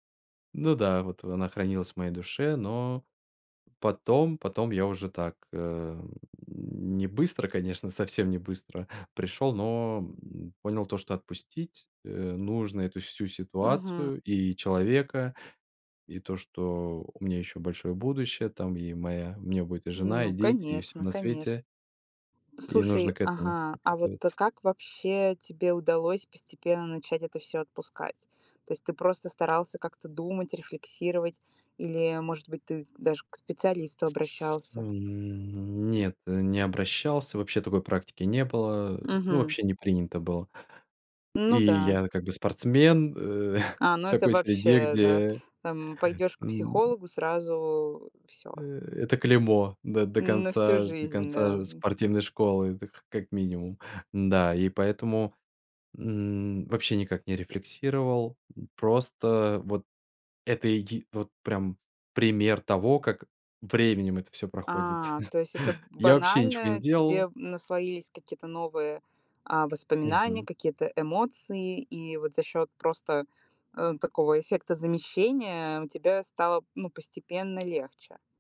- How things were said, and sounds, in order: tapping; other background noise; chuckle; chuckle
- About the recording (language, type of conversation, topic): Russian, podcast, Как ты решаешь, стоит ли сожалеть о случившемся или отпустить это?